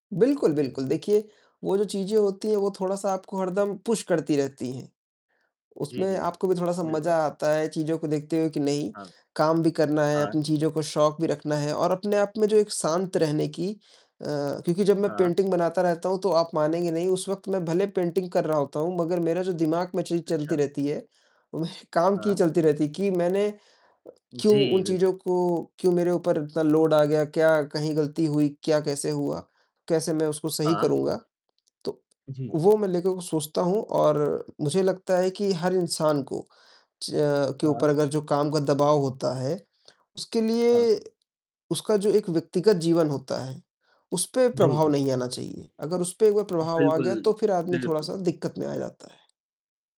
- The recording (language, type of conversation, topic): Hindi, unstructured, जब काम बहुत ज़्यादा हो जाता है, तो आप तनाव से कैसे निपटते हैं?
- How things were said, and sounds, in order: distorted speech; in English: "पुश"; static; tapping; in English: "पेंटिंग"; in English: "पेंटिंग"; laughing while speaking: "वह"; in English: "लोड"